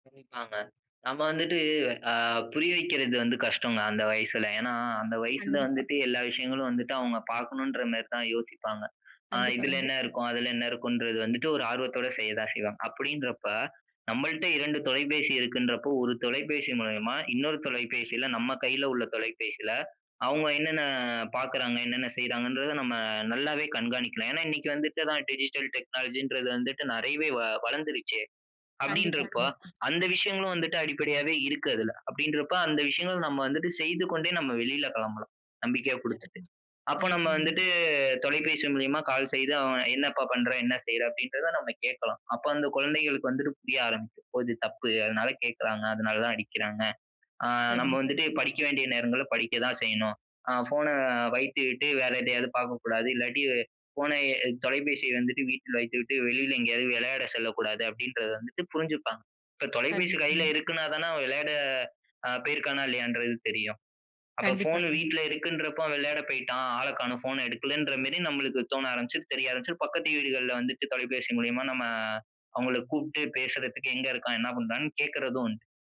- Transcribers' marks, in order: drawn out: "அ"; drawn out: "அ"; in English: "டிஜிட்டல் டெக்னாலஜி"; drawn out: "வந்துட்டு"; other noise; drawn out: "அ"; drawn out: "ஆ"; unintelligible speech; drawn out: "ஆ"; other background noise
- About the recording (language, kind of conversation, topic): Tamil, podcast, குடும்பத்தில் குழந்தைகளுக்கு கைபேசி பயன்படுத்துவதற்கான விதிமுறைகள் என்ன?